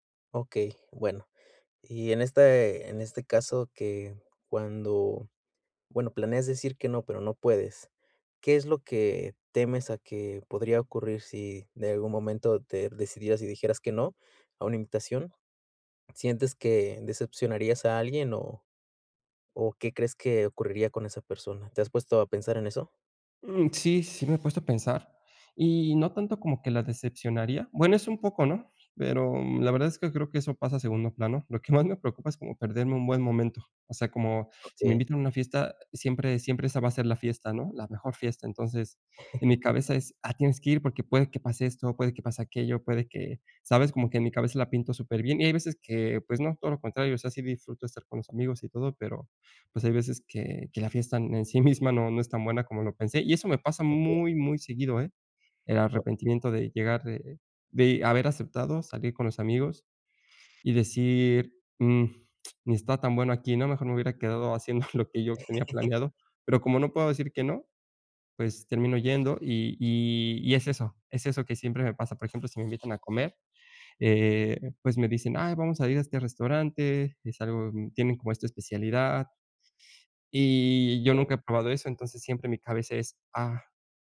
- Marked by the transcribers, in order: laughing while speaking: "más"; chuckle; lip smack; chuckle; laughing while speaking: "haciendo"
- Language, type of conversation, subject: Spanish, advice, ¿Cómo puedo equilibrar el tiempo con amigos y el tiempo a solas?
- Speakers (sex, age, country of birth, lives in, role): male, 30-34, Mexico, France, user; male, 35-39, Mexico, Mexico, advisor